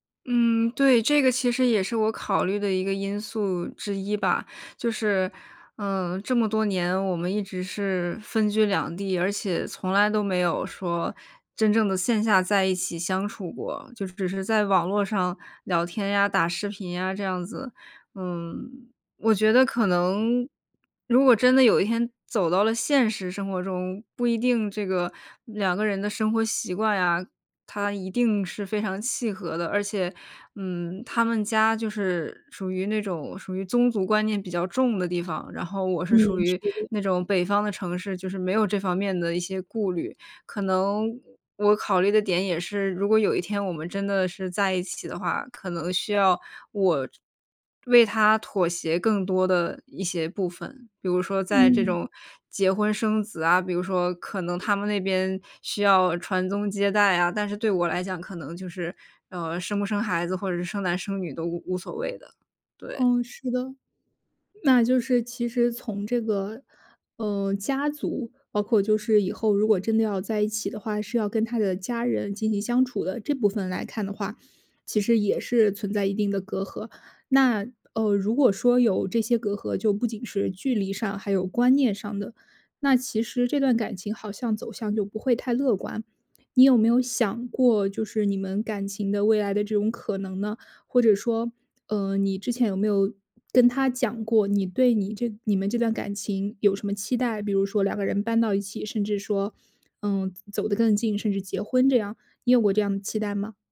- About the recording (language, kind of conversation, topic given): Chinese, advice, 考虑是否该提出分手或继续努力
- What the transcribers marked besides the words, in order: other background noise